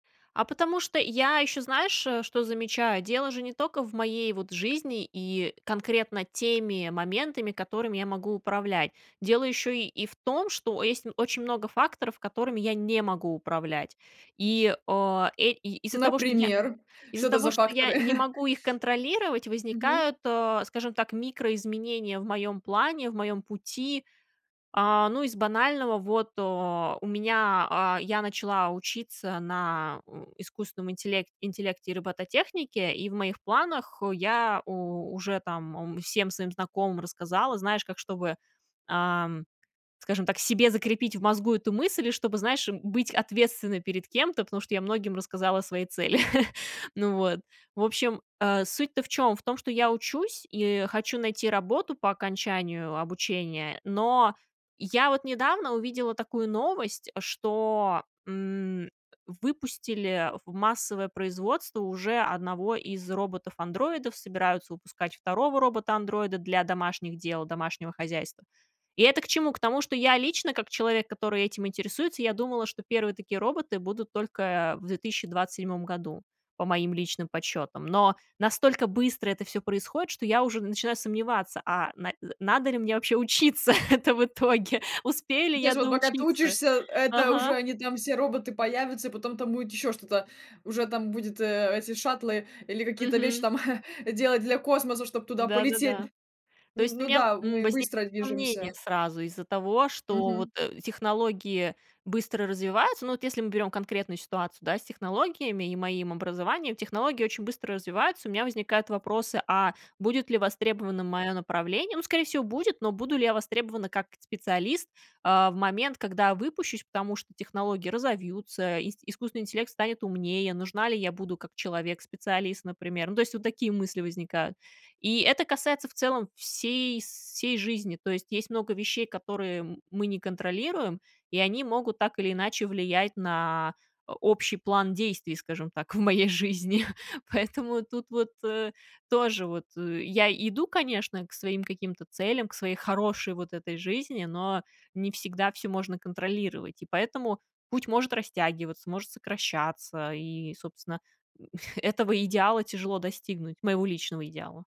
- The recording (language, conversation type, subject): Russian, podcast, Что для тебя значит хорошая жизнь?
- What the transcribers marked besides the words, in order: tapping; chuckle; laugh; laughing while speaking: "учиться?"; chuckle; laughing while speaking: "в моей жизни"; chuckle